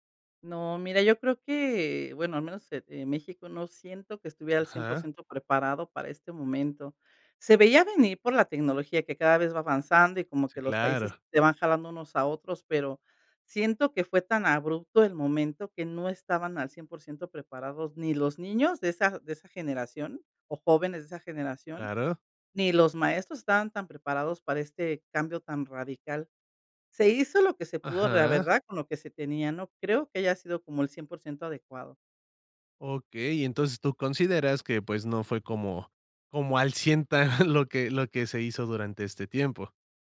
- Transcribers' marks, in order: laughing while speaking: "ta"
- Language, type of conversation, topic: Spanish, podcast, ¿Qué opinas de aprender por internet hoy en día?